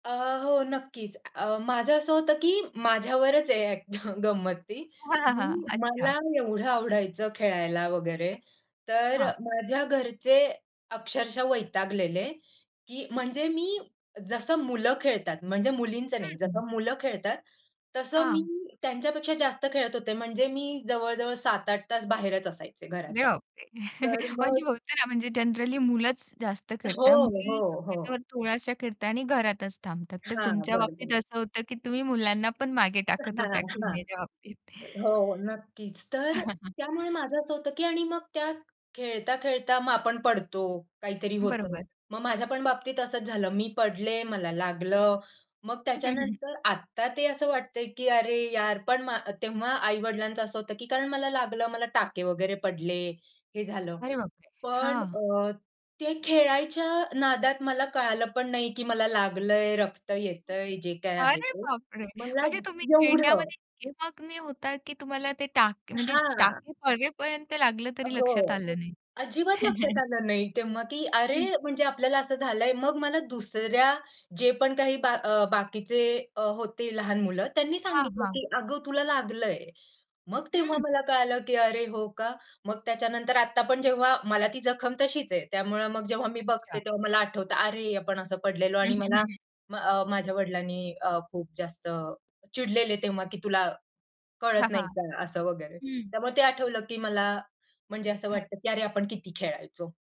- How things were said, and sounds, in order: chuckle; chuckle; in English: "जनरली"; chuckle; chuckle; other background noise; chuckle
- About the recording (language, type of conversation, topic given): Marathi, podcast, लहानपणी अशी कोणती आठवण आहे जी आजही तुम्हाला हसवते?